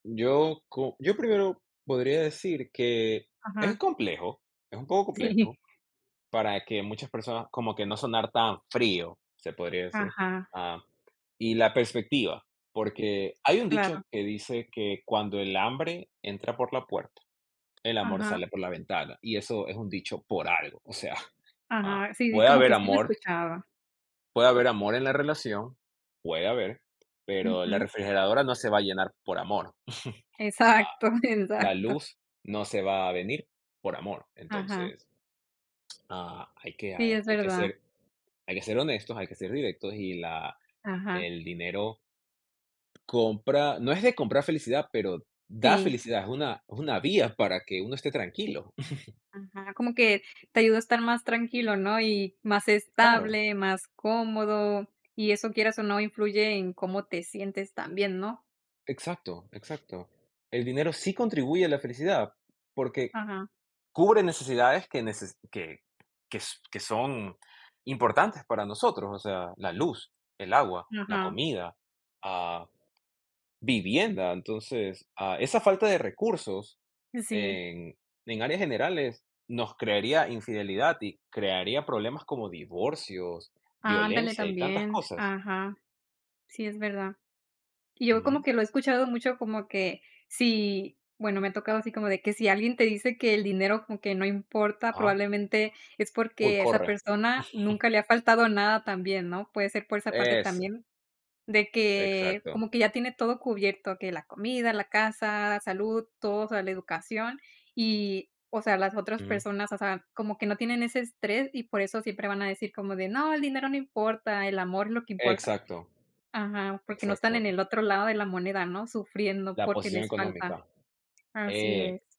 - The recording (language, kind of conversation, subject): Spanish, unstructured, ¿Crees que el dinero compra la felicidad?
- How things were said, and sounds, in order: laughing while speaking: "Sí"; other background noise; tapping; chuckle; other noise; chuckle; chuckle